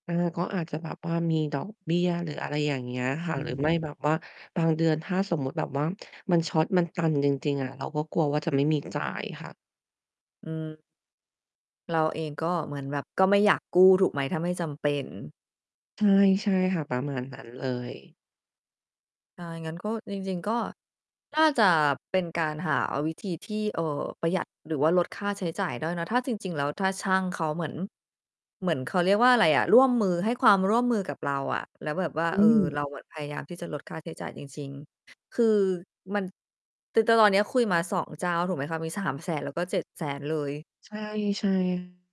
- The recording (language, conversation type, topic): Thai, advice, คุณเครียดเรื่องค่าใช้จ่ายและงบประมาณในการย้ายอย่างไรบ้าง?
- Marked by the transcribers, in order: mechanical hum; distorted speech; other background noise